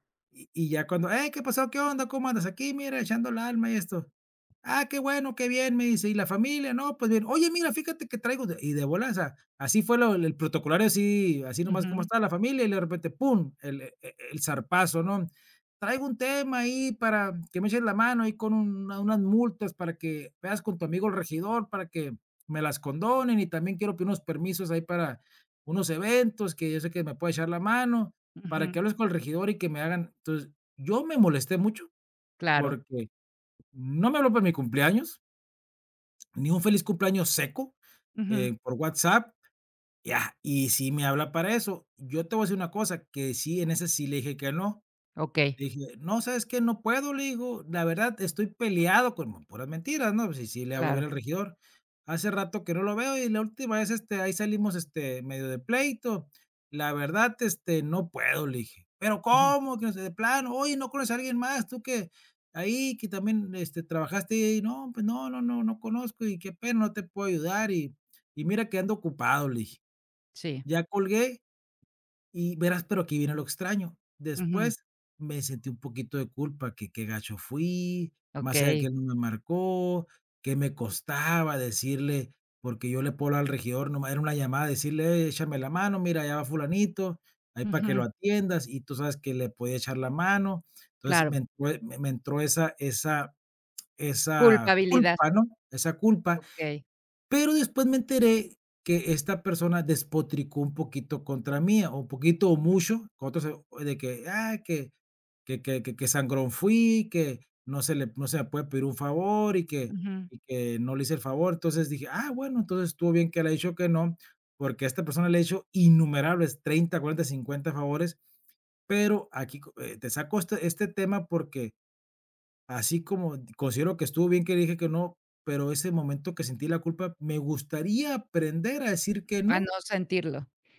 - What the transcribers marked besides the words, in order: tapping; unintelligible speech
- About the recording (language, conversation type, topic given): Spanish, advice, ¿Cómo puedo decir que no a un favor sin sentirme mal?